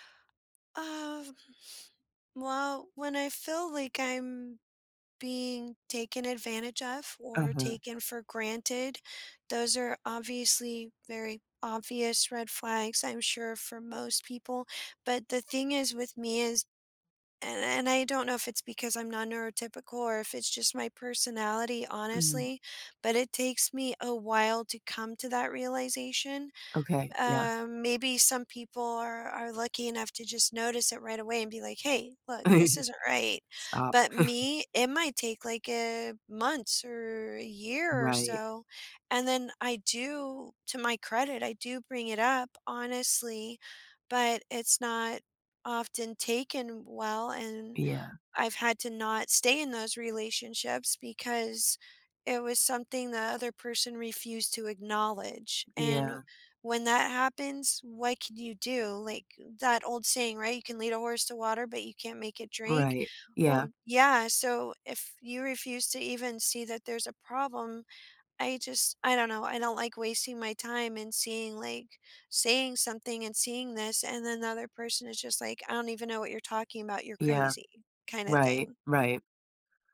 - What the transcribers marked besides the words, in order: chuckle; tapping; chuckle
- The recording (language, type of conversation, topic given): English, unstructured, How can I spot and address giving-versus-taking in my close relationships?